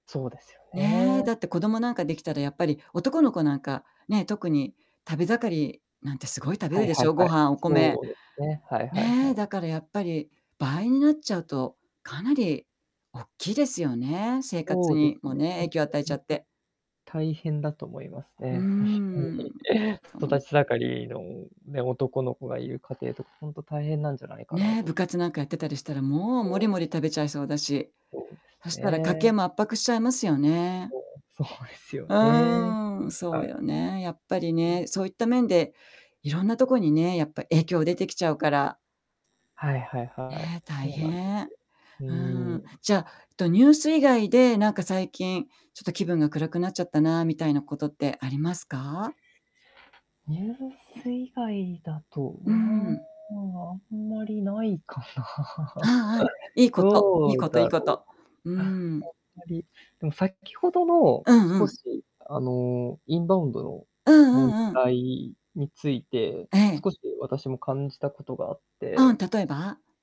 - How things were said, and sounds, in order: distorted speech; unintelligible speech; other background noise; drawn out: "うん"; laughing while speaking: "そうですよね"; drawn out: "うーん"; laughing while speaking: "あんまりないかな"
- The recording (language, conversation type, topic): Japanese, unstructured, 最近のニュースで、いちばん嫌だと感じた出来事は何ですか？